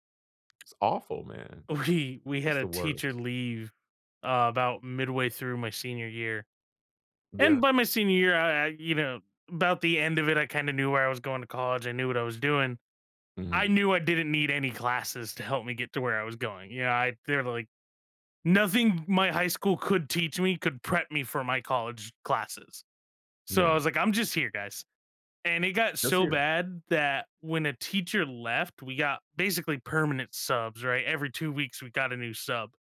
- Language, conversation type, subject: English, unstructured, Should schools focus more on tests or real-life skills?
- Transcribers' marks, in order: tapping; laughing while speaking: "We"